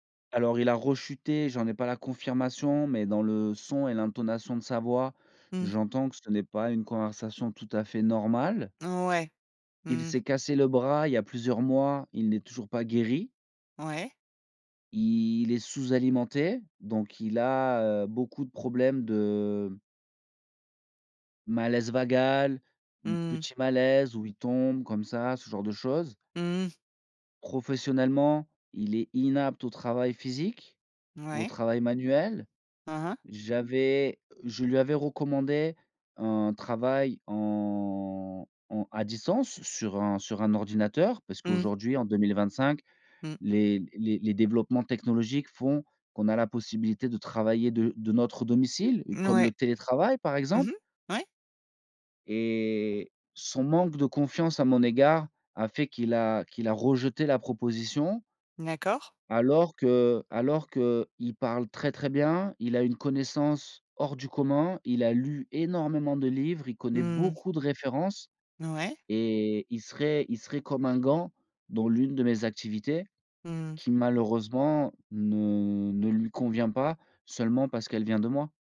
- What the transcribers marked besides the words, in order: drawn out: "Il"; drawn out: "de"; drawn out: "en"; tapping; other background noise; stressed: "beaucoup"
- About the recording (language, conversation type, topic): French, podcast, Comment reconnaître ses torts et s’excuser sincèrement ?